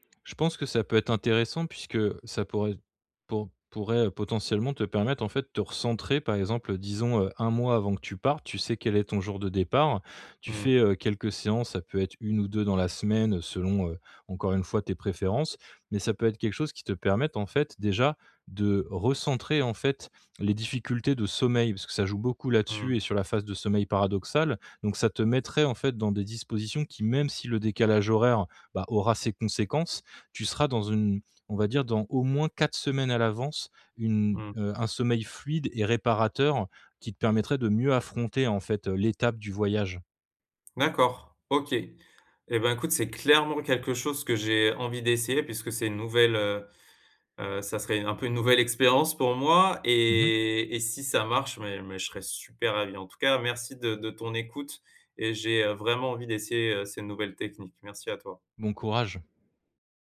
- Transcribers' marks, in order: tapping; stressed: "clairement"
- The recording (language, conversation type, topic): French, advice, Comment vivez-vous le décalage horaire après un long voyage ?